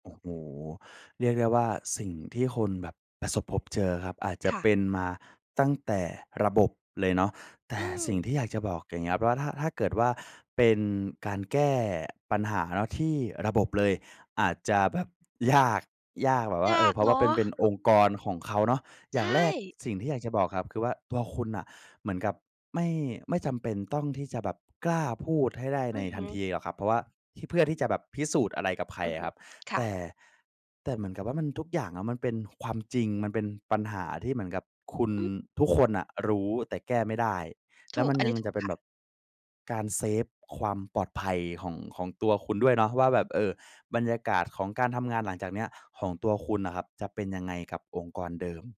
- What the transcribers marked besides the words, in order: none
- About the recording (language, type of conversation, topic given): Thai, advice, ทำอย่างไรถึงจะกล้าแสดงความคิดเห็นในการประชุมที่ทำงาน?